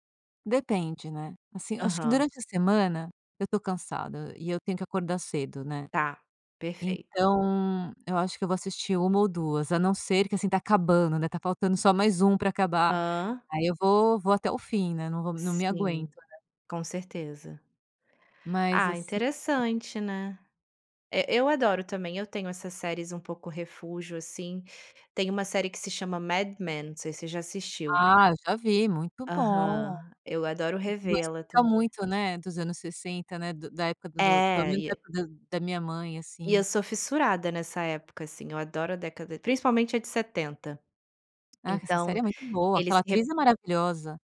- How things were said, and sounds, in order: other background noise; tapping
- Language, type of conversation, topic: Portuguese, podcast, Me conta, qual série é seu refúgio quando tudo aperta?